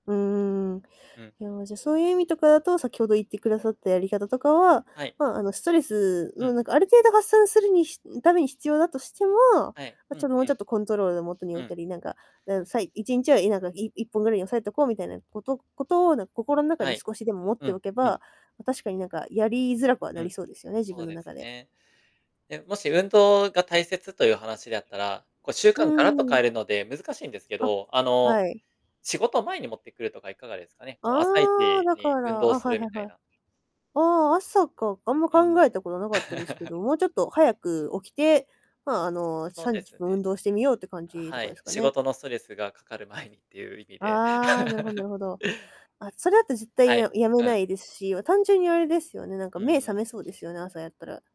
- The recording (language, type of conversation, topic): Japanese, advice, ストレスがあると習慣が崩れやすいのはなぜですか？
- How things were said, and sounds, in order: other background noise; distorted speech; static; laugh; laughing while speaking: "前に"; laugh